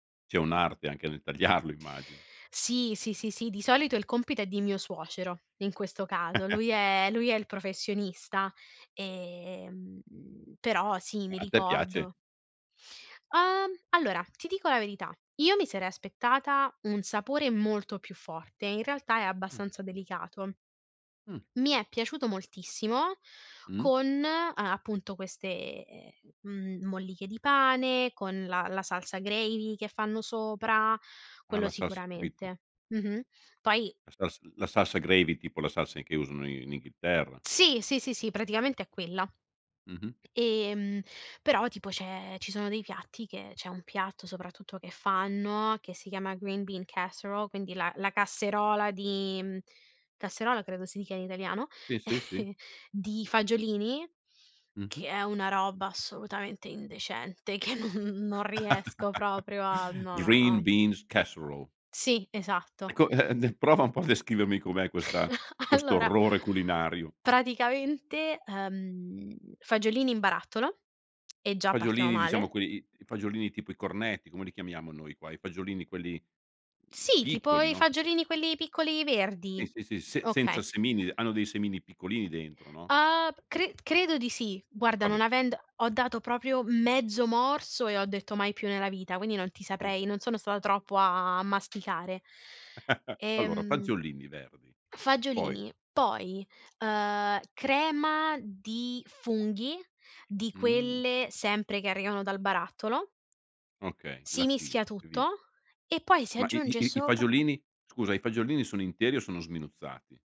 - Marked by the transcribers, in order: laughing while speaking: "tagliarlo"; chuckle; other background noise; in English: "green bean casserole"; "Sì" said as "ì"; chuckle; disgusted: "assolutamente indecente"; laughing while speaking: "che non"; chuckle; in English: "Green Beans Casserole"; laughing while speaking: "prova un po'"; chuckle; laughing while speaking: "Allora"; "Sì" said as "ì"; tapping; chuckle
- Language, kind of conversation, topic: Italian, podcast, Quali piatti la tua famiglia condivide durante le feste, e che significato hanno per voi?